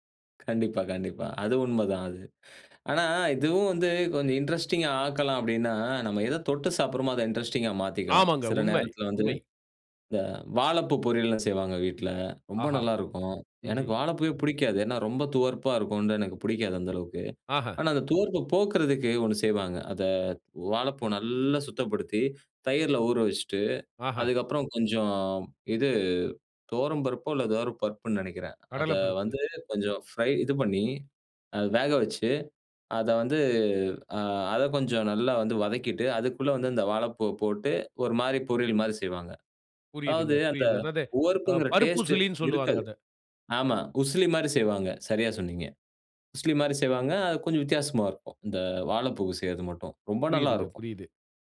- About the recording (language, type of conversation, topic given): Tamil, podcast, உணவின் வாசனை உங்கள் உணர்வுகளை எப்படித் தூண்டுகிறது?
- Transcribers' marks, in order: in English: "இன்ட்ரஸ்டிங்கா"; in English: "இன்ட்ரஸ்டிங்கா"